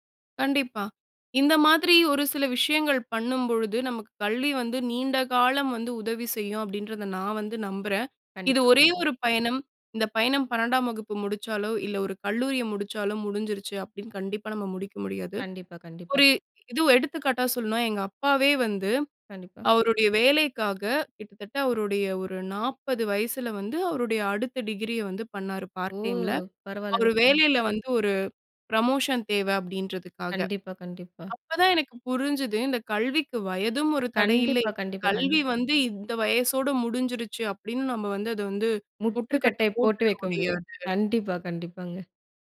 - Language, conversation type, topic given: Tamil, podcast, நீங்கள் கல்வியை ஆயுள் முழுவதும் தொடரும் ஒரு பயணமாகக் கருதுகிறீர்களா?
- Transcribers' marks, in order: other background noise; unintelligible speech; in English: "டிகிரி"; surprised: "ஓ!"; in English: "பார்ட் டைம்"; in English: "புரமோஷன்"; horn; background speech